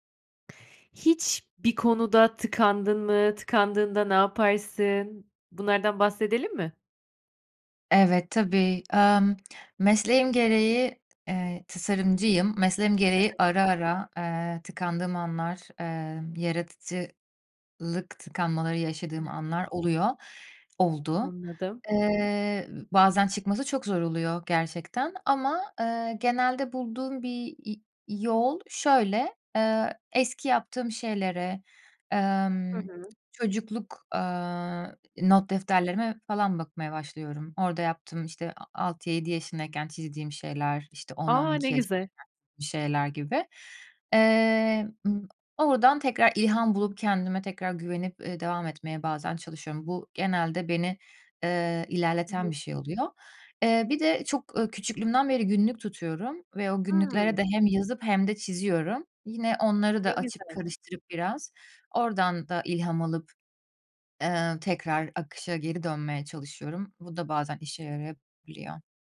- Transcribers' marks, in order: tapping; other background noise; other noise; unintelligible speech
- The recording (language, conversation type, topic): Turkish, podcast, Tıkandığında ne yaparsın?